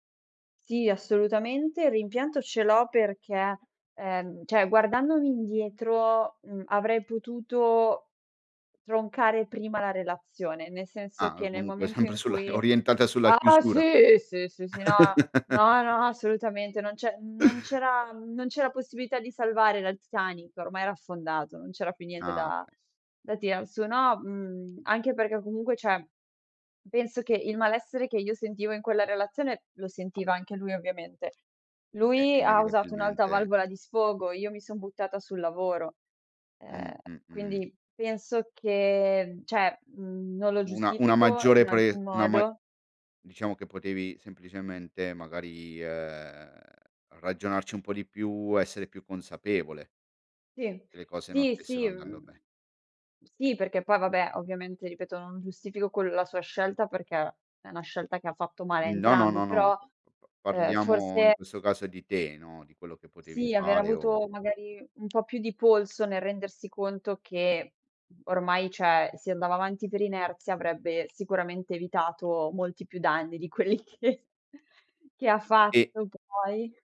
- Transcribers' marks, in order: "cioè" said as "ceh"; other background noise; stressed: "sì!"; laughing while speaking: "sempre sulla"; chuckle; inhale; "cioè" said as "ceh"; "cioè" said as "ceh"; laughing while speaking: "quelli che"
- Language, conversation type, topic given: Italian, podcast, Come si può ricostruire la fiducia dopo un tradimento in famiglia?